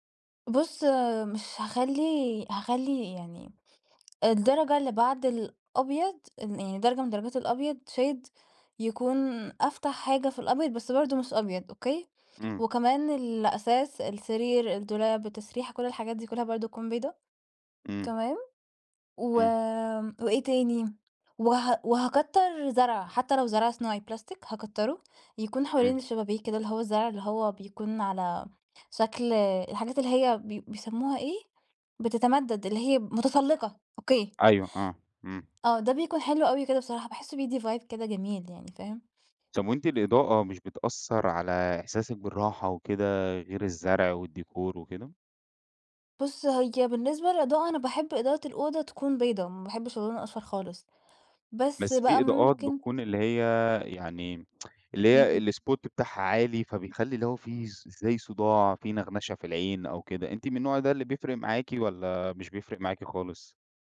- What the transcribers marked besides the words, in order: in English: "shade"; tapping; in English: "vibe"; tsk; in English: "الspot"
- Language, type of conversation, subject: Arabic, podcast, إيه الحاجات اللي بتخلّي أوضة النوم مريحة؟